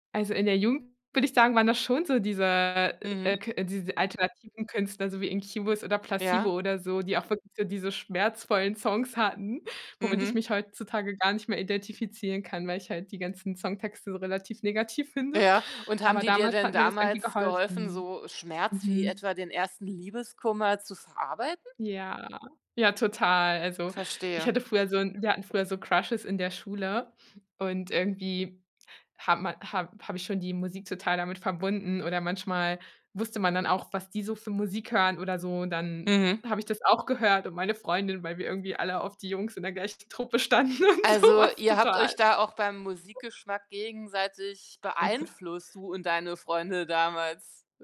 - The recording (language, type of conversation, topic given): German, podcast, Was wäre der Soundtrack deiner Jugend?
- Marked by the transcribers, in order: joyful: "schmerzvollen Songs hatten"; other background noise; laughing while speaking: "finde"; drawn out: "Ja"; joyful: "Dann habe ich das auch … in der gleichen"; laughing while speaking: "Truppe standen und so was"; giggle